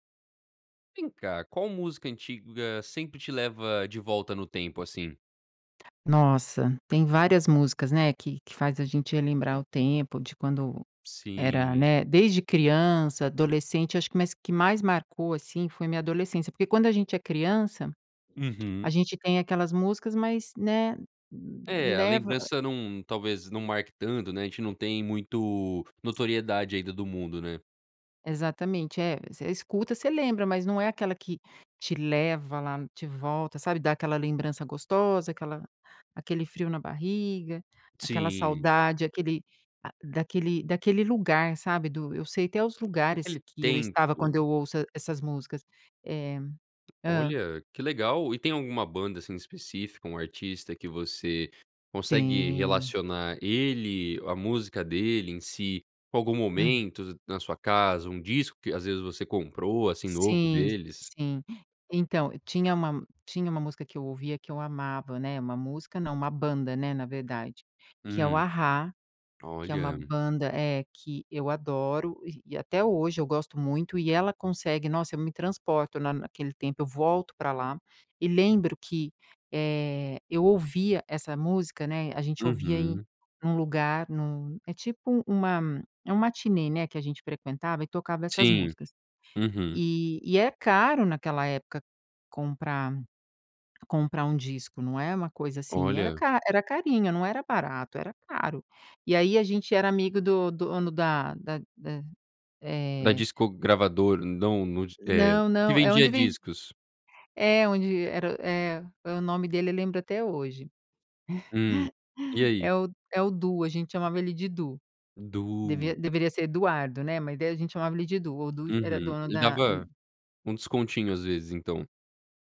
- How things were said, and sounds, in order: other background noise; tapping; laugh
- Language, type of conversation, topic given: Portuguese, podcast, Qual música antiga sempre te faz voltar no tempo?